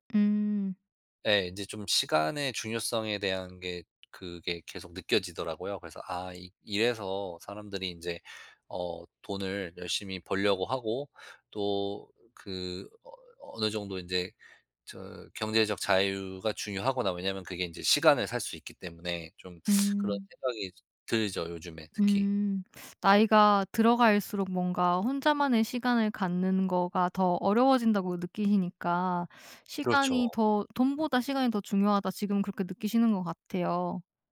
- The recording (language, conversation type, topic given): Korean, podcast, 돈과 시간 중 무엇을 더 소중히 여겨?
- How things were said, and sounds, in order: none